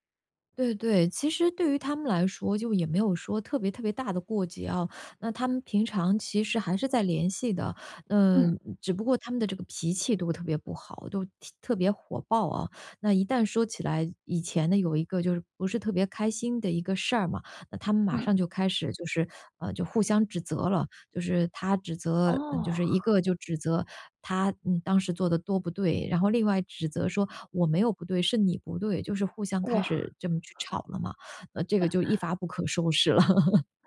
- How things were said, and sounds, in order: other background noise; chuckle; chuckle
- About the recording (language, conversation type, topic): Chinese, advice, 如何在朋友聚会中妥善处理争吵或尴尬，才能不破坏气氛？